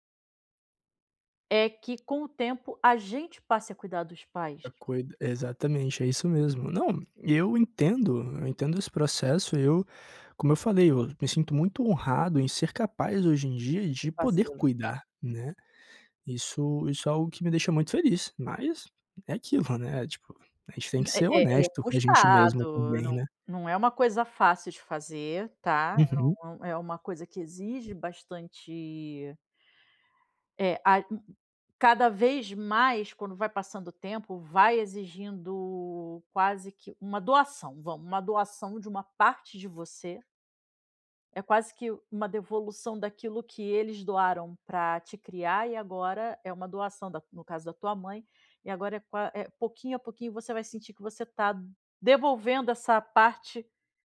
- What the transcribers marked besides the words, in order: tapping; chuckle
- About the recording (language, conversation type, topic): Portuguese, advice, Como lidar com a sobrecarga e o esgotamento ao cuidar de um parente idoso?